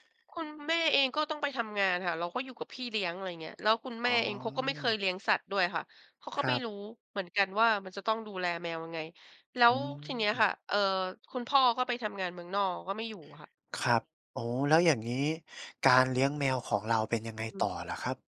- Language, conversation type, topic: Thai, podcast, คุณฝึกการให้อภัยตัวเองยังไงบ้าง?
- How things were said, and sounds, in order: none